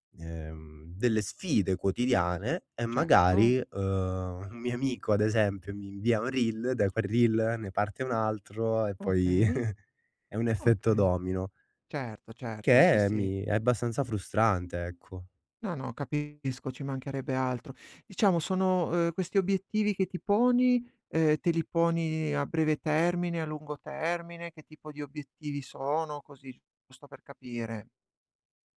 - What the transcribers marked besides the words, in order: laughing while speaking: "un mio amico, ad esempio"; chuckle
- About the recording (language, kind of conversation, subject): Italian, advice, Come posso mantenere le mie abitudini quando le interruzioni quotidiane mi ostacolano?